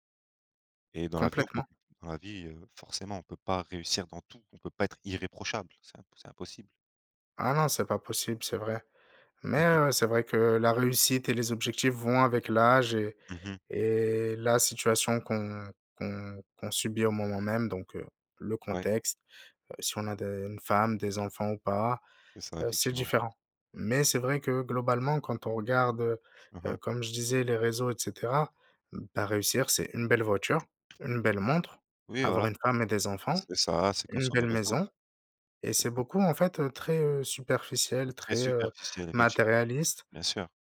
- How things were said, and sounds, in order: other background noise; tapping
- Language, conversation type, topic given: French, unstructured, Qu’est-ce que réussir signifie pour toi ?